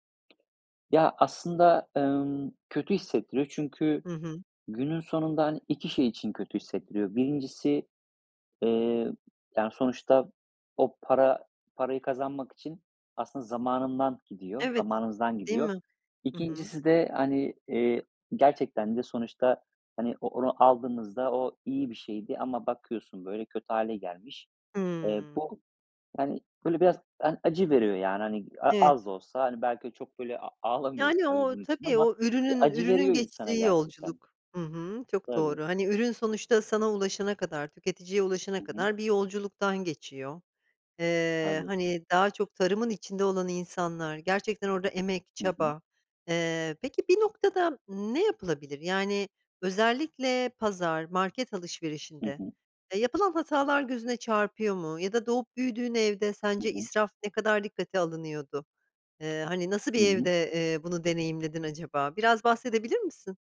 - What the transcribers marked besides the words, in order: tapping; other background noise
- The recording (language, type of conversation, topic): Turkish, podcast, Gıda israfını azaltmanın en etkili yolları hangileridir?